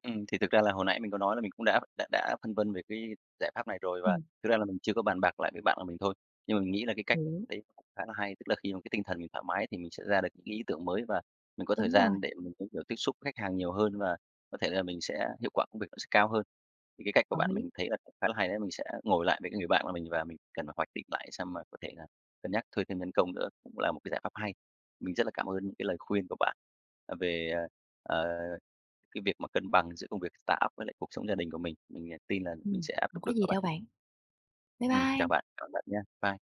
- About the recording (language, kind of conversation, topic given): Vietnamese, advice, Làm sao để cân bằng giữa công việc ở startup và cuộc sống gia đình?
- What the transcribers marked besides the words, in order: in English: "startup"